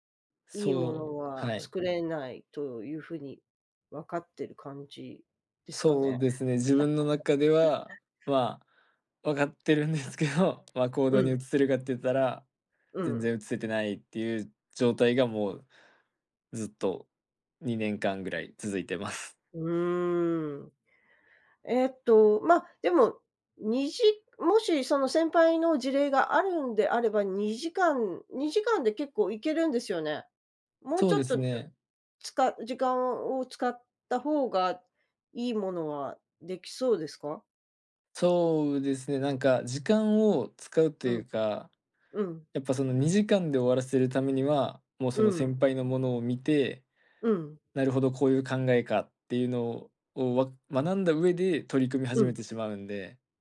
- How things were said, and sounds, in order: chuckle; tapping
- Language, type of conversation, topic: Japanese, advice, 締め切りにいつもギリギリで焦ってしまうのはなぜですか？